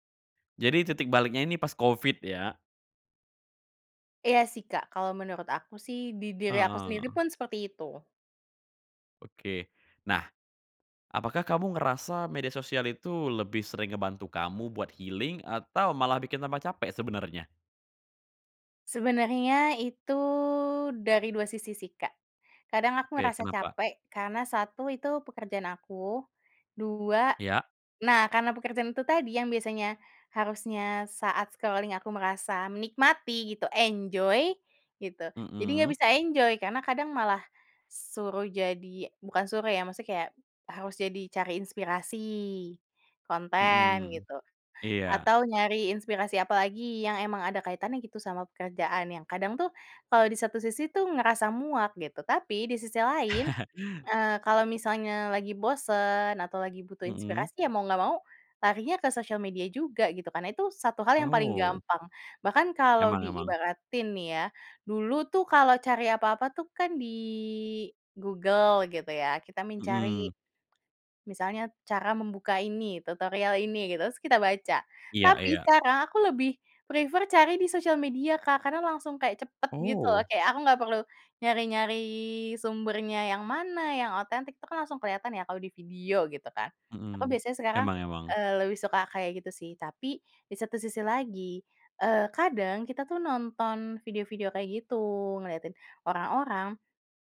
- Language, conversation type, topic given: Indonesian, podcast, Bagaimana media sosial mengubah cara kita mencari pelarian?
- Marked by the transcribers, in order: in English: "scrolling"; in English: "enjoy"; in English: "enjoy"; laugh; other background noise; in English: "prefer"